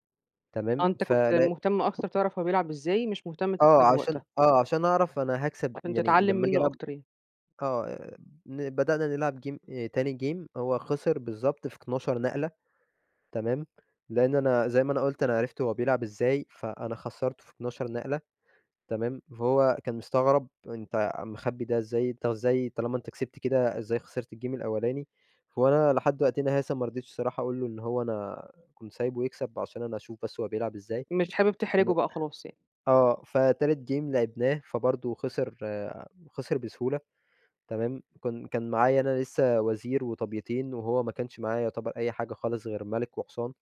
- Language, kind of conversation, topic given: Arabic, podcast, إيه أسهل هواية ممكن الواحد يبدأ فيها في رأيك؟
- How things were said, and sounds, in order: other background noise; in English: "game"; in English: "game"; in English: "الgame"; in English: "game"